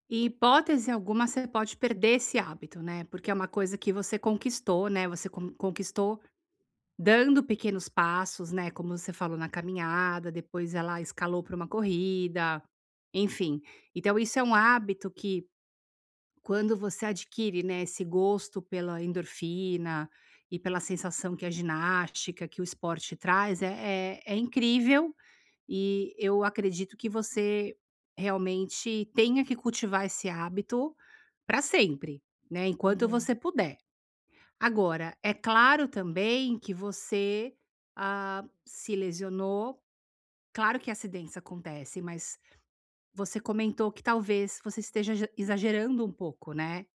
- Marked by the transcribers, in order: tapping
- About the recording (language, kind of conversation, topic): Portuguese, advice, Como posso manter meus hábitos mesmo quando acontecem imprevistos?